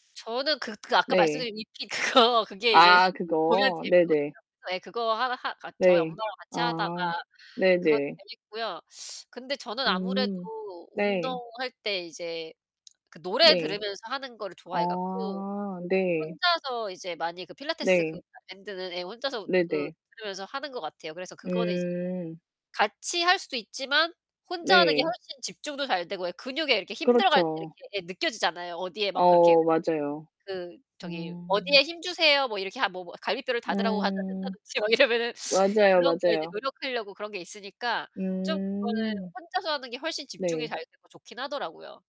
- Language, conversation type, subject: Korean, unstructured, 평소에 운동을 자주 하시나요, 그리고 어떤 운동을 좋아하시나요?
- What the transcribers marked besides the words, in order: distorted speech; laughing while speaking: "그거"; lip smack; other background noise; laughing while speaking: "한다든지 뭐 이러면은"